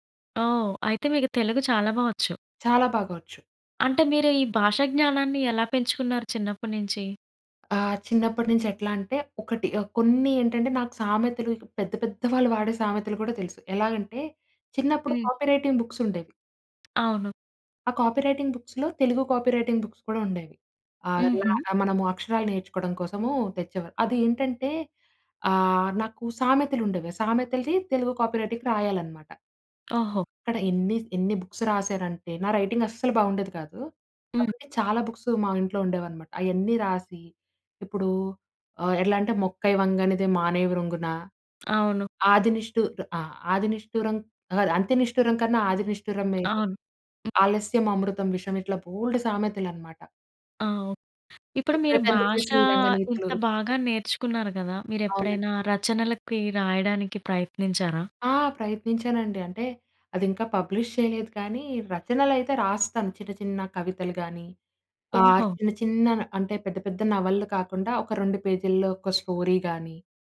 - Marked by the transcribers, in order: tapping; other background noise; in English: "కాపీ రైటింగ్ బుక్స్"; in English: "కాపీ రైటింగ్ బుక్స్‌లొ"; in English: "కాపీ రైటింగ్ బుక్స్"; unintelligible speech; in English: "కాపీ రైటింగ్"; in English: "బుక్స్"; in English: "రైటింగ్"; in English: "బుక్స్"; other noise; in English: "పబ్లిష్"; in English: "స్టోరీ"
- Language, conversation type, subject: Telugu, podcast, మీ భాష మీ గుర్తింపుపై ఎంత ప్రభావం చూపుతోంది?